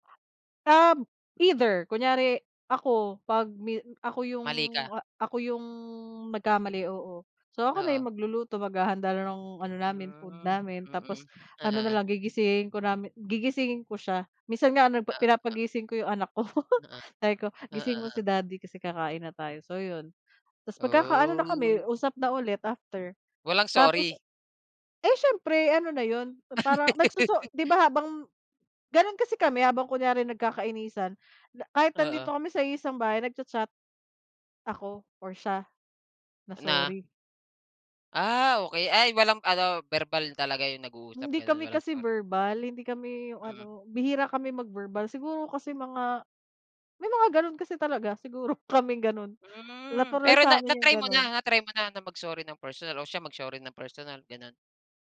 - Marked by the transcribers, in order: unintelligible speech; chuckle; laugh; tapping
- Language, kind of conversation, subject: Filipino, unstructured, Ano ang ginagawa mo upang mapanatili ang saya sa relasyon?